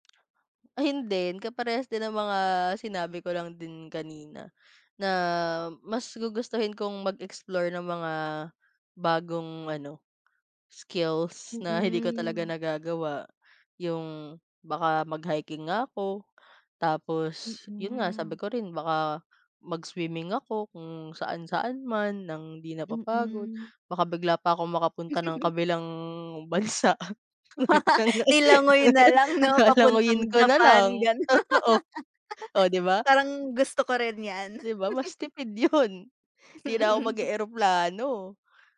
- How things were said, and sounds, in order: tongue click; laugh; laugh; laugh; laughing while speaking: "Lalanguyin ko na lang"; laughing while speaking: "ganun"; other background noise; laugh; laughing while speaking: "yun"; laughing while speaking: "Hmm"
- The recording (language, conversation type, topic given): Filipino, unstructured, Ano ang gagawin mo kung isang araw ay hindi ka makaramdam ng pagod?
- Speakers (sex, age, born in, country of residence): female, 20-24, Philippines, Philippines; female, 25-29, Philippines, Philippines